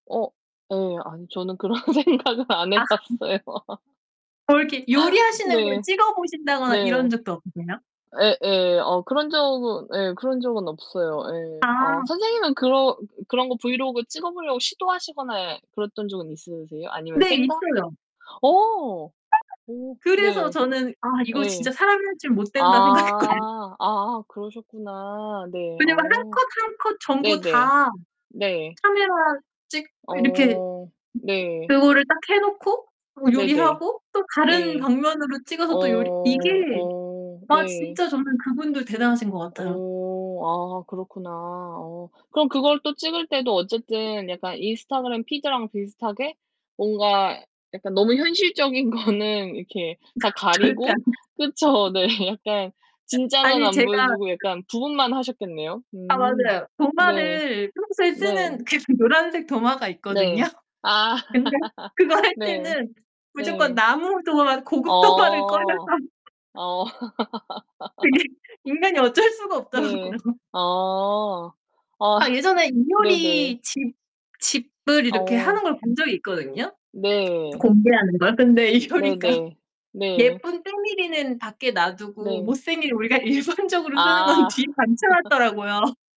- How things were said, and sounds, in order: laughing while speaking: "그런 생각을 안 해 봤어요"; laughing while speaking: "아"; distorted speech; laugh; background speech; other background noise; laughing while speaking: "생각했거든"; laughing while speaking: "거는"; laugh; laughing while speaking: "절대 안"; laughing while speaking: "네"; laughing while speaking: "있거든요"; laugh; laughing while speaking: "고급 도마를 꺼내서"; laugh; laughing while speaking: "그게 인간이 어쩔 수가 없더라고요"; laughing while speaking: "아"; laughing while speaking: "이효리가"; laughing while speaking: "일반적으로 쓰는 건 뒤에 받쳐 놨더라고요"; laugh
- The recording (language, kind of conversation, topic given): Korean, unstructured, SNS에서 진짜 내 모습을 드러내기 어려운 이유는 뭐라고 생각하나요?